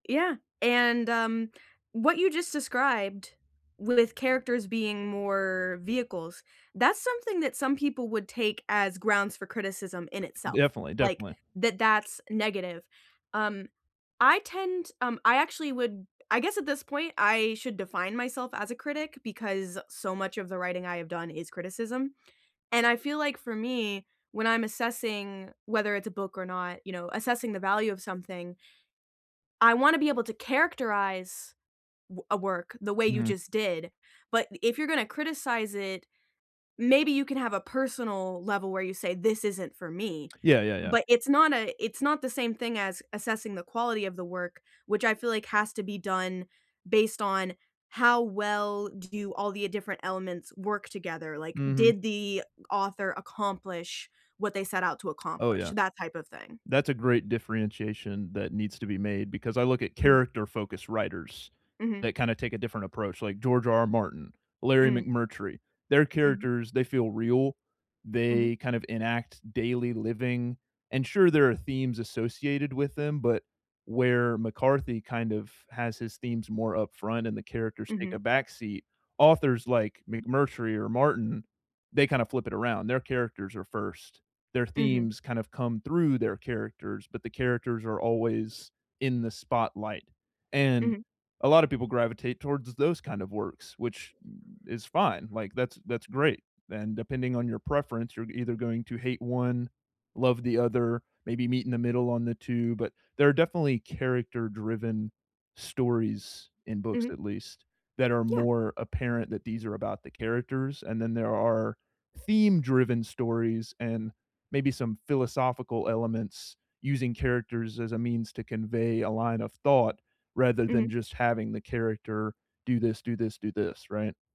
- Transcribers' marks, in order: tapping; other background noise; stressed: "theme"
- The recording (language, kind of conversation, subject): English, unstructured, What makes a book memorable for you?